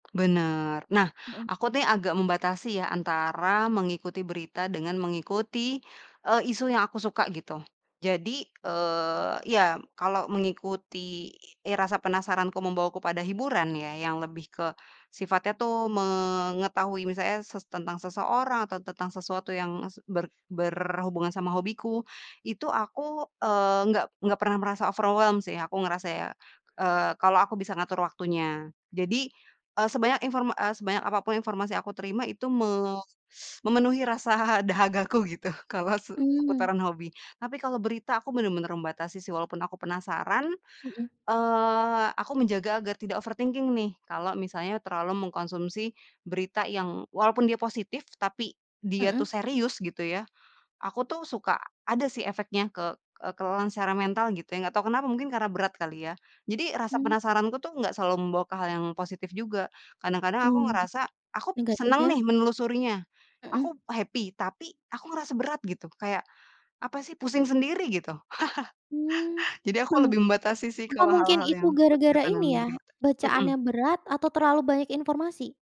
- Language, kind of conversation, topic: Indonesian, podcast, Bagaimana cara kamu menjaga rasa penasaran setiap hari?
- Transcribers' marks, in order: other background noise; in English: "overwhelmed"; laughing while speaking: "rasa"; in English: "overthinking"; in English: "happy"; chuckle